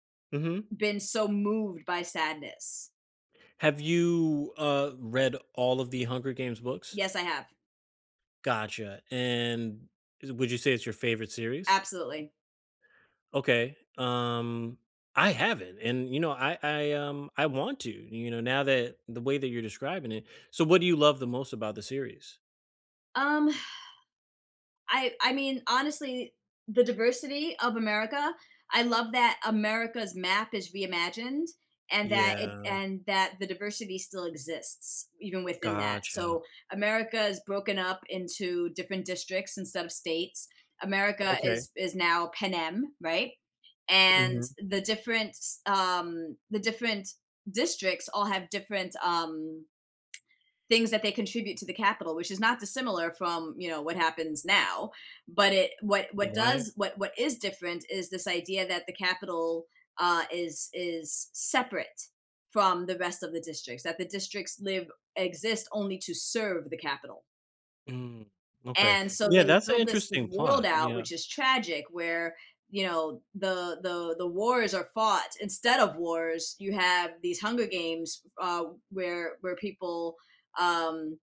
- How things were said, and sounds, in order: sigh
- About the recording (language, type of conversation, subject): English, unstructured, When you start a new TV show or movie, what grabs your attention first, and why?